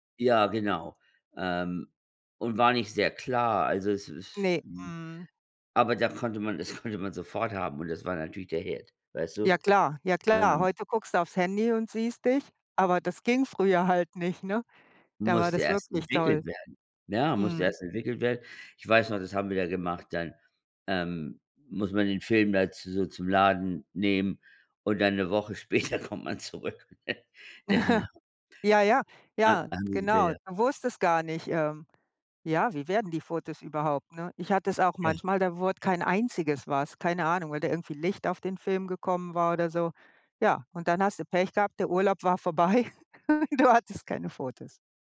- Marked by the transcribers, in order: laughing while speaking: "das konnte man"; laughing while speaking: "Woche später kommt man zurück, ne?"; chuckle; laugh; unintelligible speech; laughing while speaking: "vorbei und du hattest"; laugh
- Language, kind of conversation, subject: German, unstructured, Welche Rolle spielen Fotos in deinen Erinnerungen?